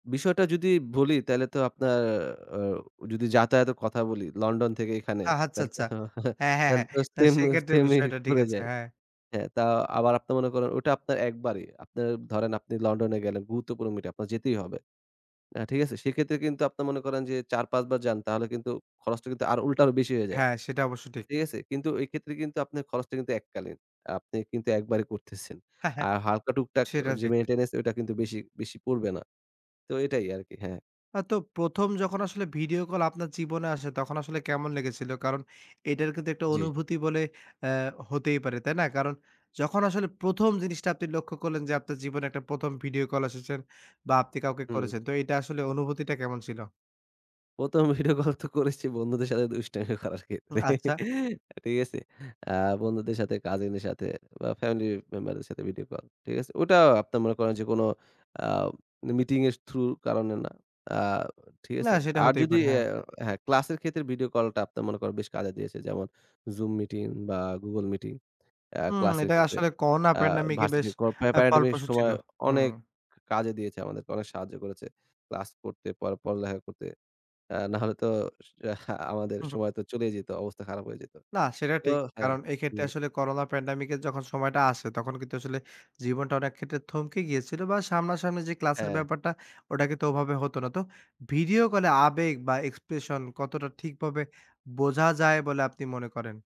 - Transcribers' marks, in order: scoff; "এসেছে" said as "আসেছেন"; laughing while speaking: "প্রথম ভিডিও কল তো করেছি, বন্ধুদের সাথে দুষ্টামি করার ক্ষেত্রে"; laugh; "পড়ালেখা" said as "পড়ালেহা"; scoff
- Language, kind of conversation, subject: Bengali, podcast, লাইভ মিটিং আর ভিডিও কল—কোনটায় বেশি কাছাকাছি লাগে?